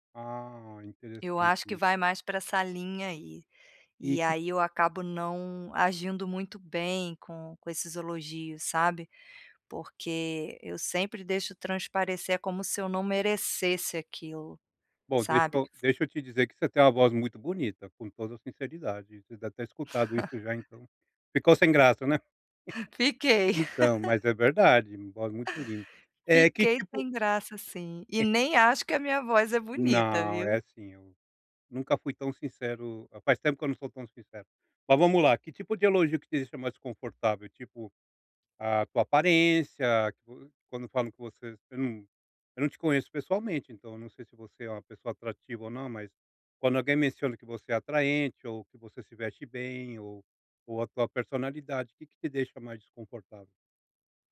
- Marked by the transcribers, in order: other noise; laugh; laugh; laugh
- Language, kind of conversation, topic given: Portuguese, advice, Como posso aceitar elogios com mais naturalidade e sem ficar sem graça?